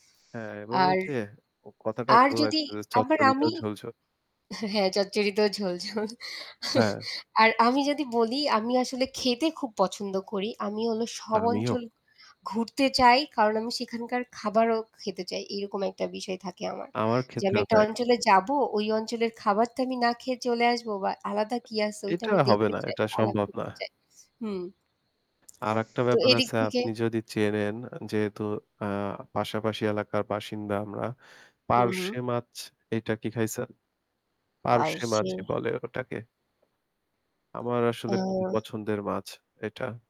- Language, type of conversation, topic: Bengali, unstructured, আপনার প্রিয় খাবার কোনটি, এবং কেন?
- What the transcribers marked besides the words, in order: static; distorted speech; tapping; laughing while speaking: "হ্যাঁ, চচ্চড়িতেও ঝোল, ঝোল"; chuckle; other background noise